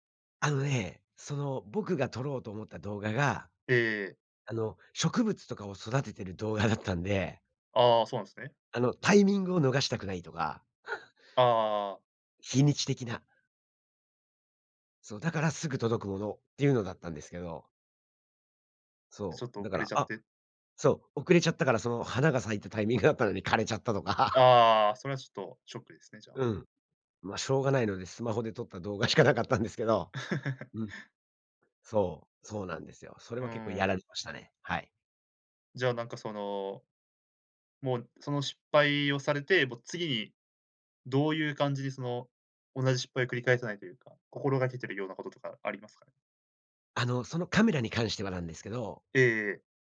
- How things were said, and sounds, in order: chuckle; laughing while speaking: "とか"; laughing while speaking: "動画しかなかったんですけど"; laugh
- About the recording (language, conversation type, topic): Japanese, podcast, オンラインでの買い物で失敗したことはありますか？